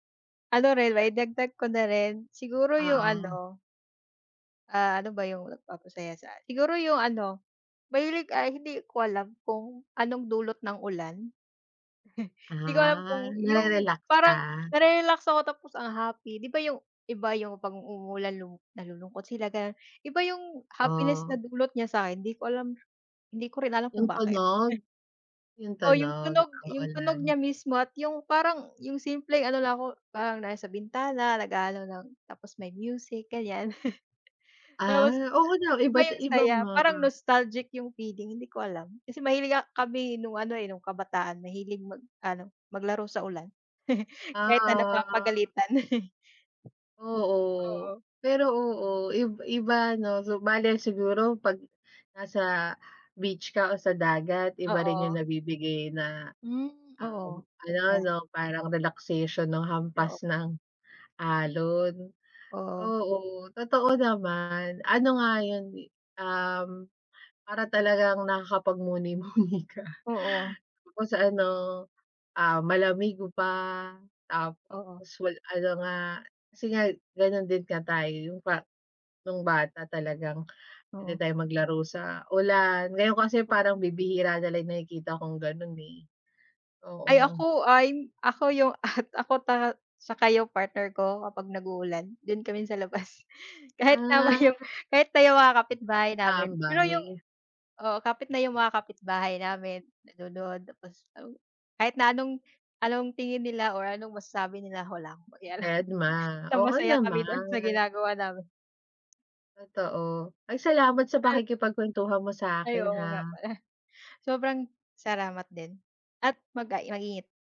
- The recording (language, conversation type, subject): Filipino, unstructured, Ano ang huling bagay na nagpangiti sa’yo ngayong linggo?
- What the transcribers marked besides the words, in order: chuckle; other background noise; other noise; tapping; chuckle; drawn out: "Ah"; chuckle; laughing while speaking: "nakakapagmuni-muni"; laughing while speaking: "at"; laughing while speaking: "naman yung"; laughing while speaking: "pakialam"